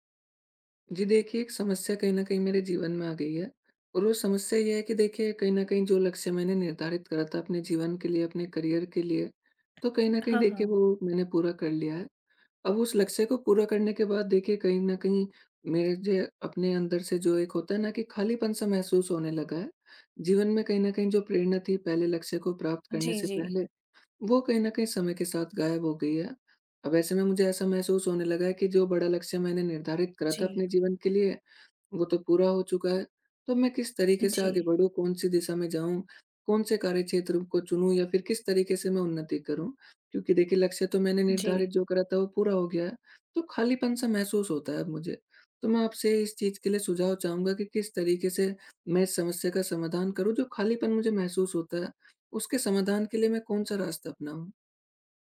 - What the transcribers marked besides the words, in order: in English: "करियर"
- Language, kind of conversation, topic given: Hindi, advice, बड़े लक्ष्य हासिल करने के बाद मुझे खालीपन और दिशा की कमी क्यों महसूस होती है?